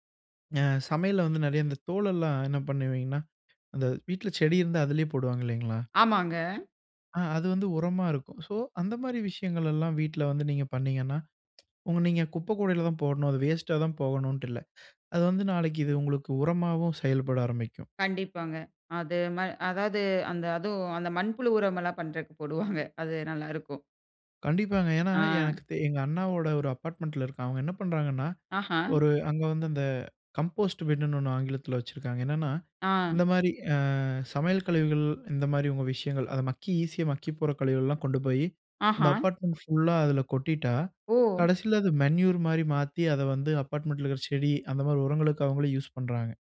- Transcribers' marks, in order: other background noise; tapping; lip smack; inhale; laughing while speaking: "போடுவாங்க"; in English: "அப்பார்ட்மெண்ட்டில"; inhale; in English: "கம்போஸ்ட் பின்னு"; drawn out: "அ"; in English: "அப்பார்ட்மெண்ட்"; in English: "மென்யூர்"; in English: "அப்பார்ட்மெண்ட்டில"
- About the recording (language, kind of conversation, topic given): Tamil, podcast, குப்பையைச் சரியாக அகற்றி மறுசுழற்சி செய்வது எப்படி?